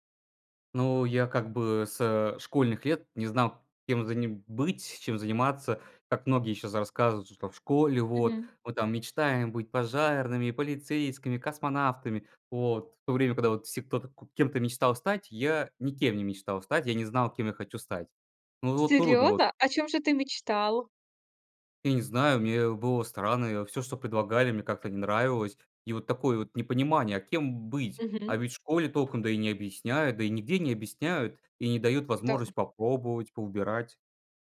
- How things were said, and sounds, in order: tapping
- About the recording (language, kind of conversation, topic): Russian, podcast, Как выбрать работу, если не знаешь, чем заняться?